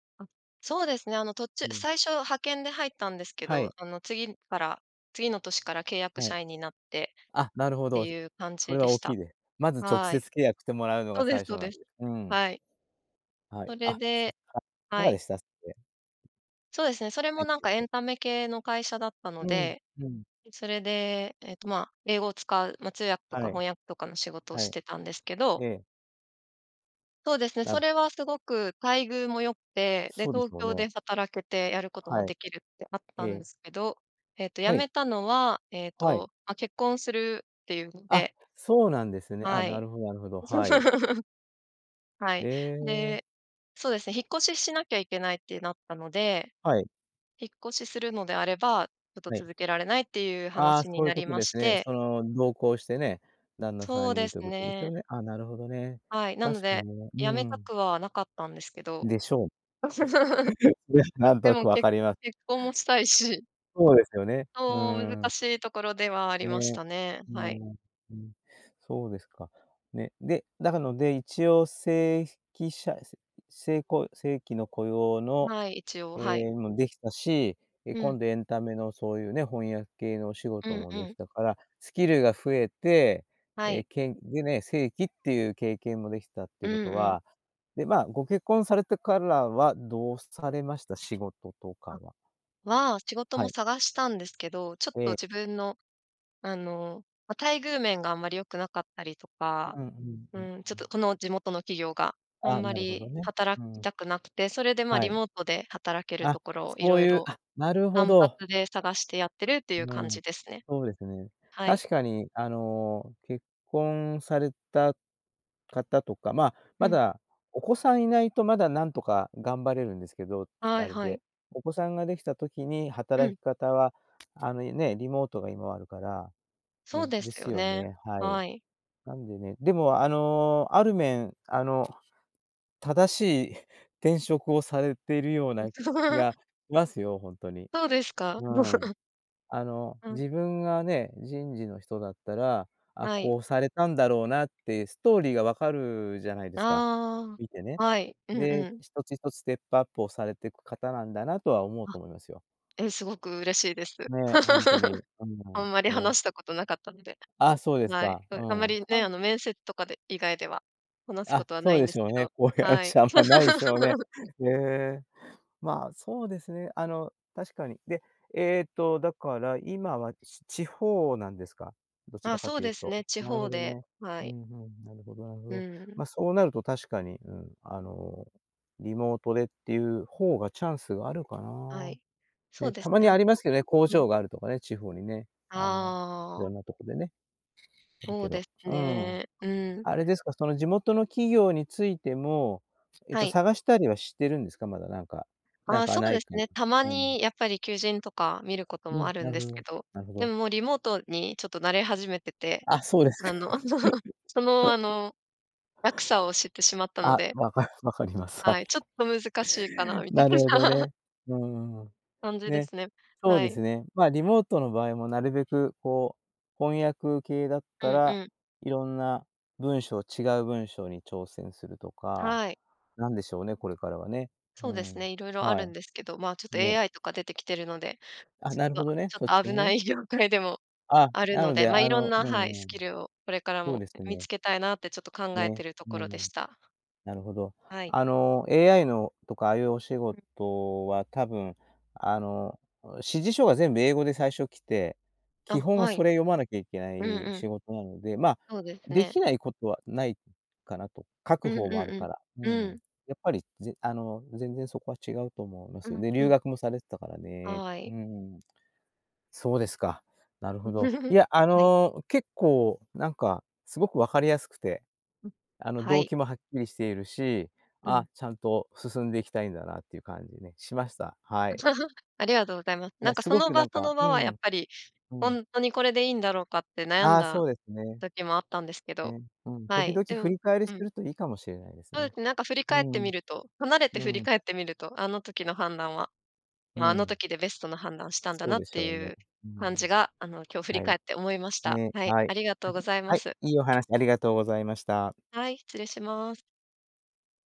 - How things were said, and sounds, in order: unintelligible speech; other background noise; tapping; laugh; chuckle; laugh; chuckle; chuckle; laugh; laughing while speaking: "こういう話あんま"; laugh; chuckle; laughing while speaking: "そうですか"; laugh; chuckle; laughing while speaking: "分か 分かります"; laughing while speaking: "みたいな"; laugh; laughing while speaking: "業界でも"; chuckle; chuckle
- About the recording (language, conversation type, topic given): Japanese, podcast, 長く勤めた会社を辞める決断は、どのようにして下したのですか？